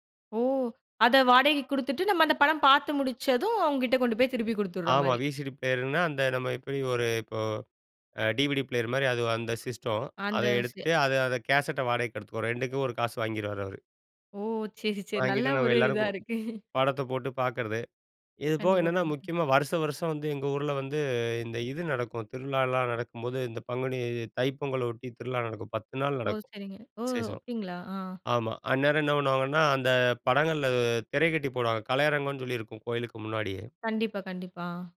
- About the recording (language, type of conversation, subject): Tamil, podcast, குழந்தைப் பருவத்தில் உங்கள் மனதில் நிலைத்திருக்கும் தொலைக்காட்சி நிகழ்ச்சி எது, அதைப் பற்றி சொல்ல முடியுமா?
- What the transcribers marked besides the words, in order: in English: "விசிடி பிளேயர்ன்னா"; in English: "டிவிடி பிளேயர்"; in English: "சிஸ்டம்"; laughing while speaking: "ஓ! சரி, சரி. நல்ல ஒரு இதா இருக்கு"